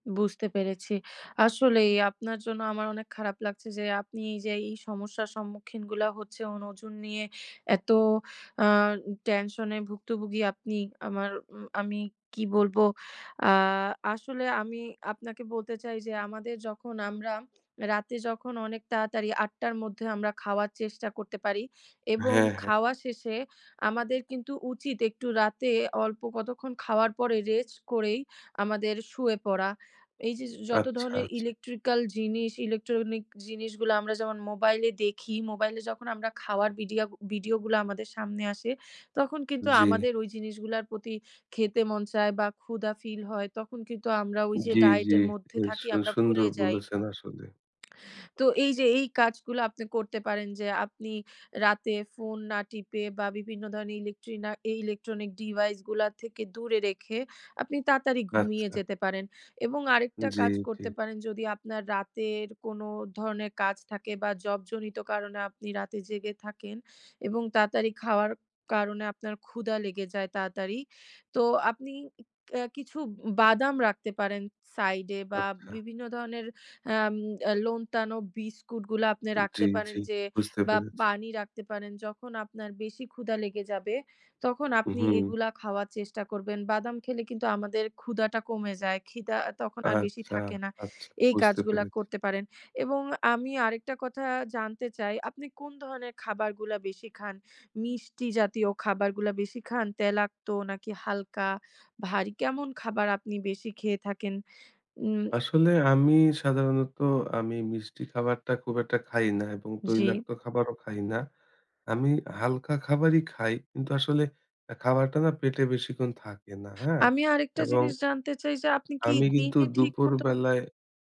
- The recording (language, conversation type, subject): Bengali, advice, রাতে খাবারের নিয়ন্ত্রণ হারিয়ে ওজন বাড়লে কী করব?
- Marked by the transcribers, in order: other background noise; background speech; "নোনতা" said as "লোনতানো"